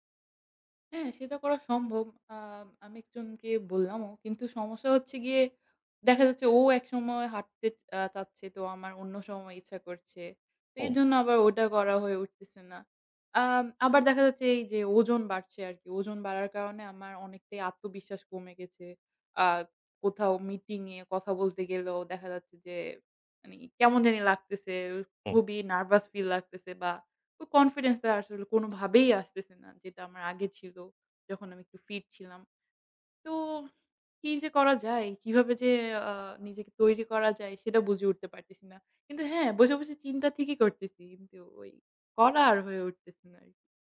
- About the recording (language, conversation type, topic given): Bengali, advice, কাজ ও সামাজিক জীবনের সঙ্গে ব্যায়াম সমন্বয় করতে কেন কষ্ট হচ্ছে?
- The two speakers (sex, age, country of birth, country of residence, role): female, 20-24, Bangladesh, Bangladesh, user; male, 30-34, Bangladesh, Bangladesh, advisor
- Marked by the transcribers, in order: tapping; other background noise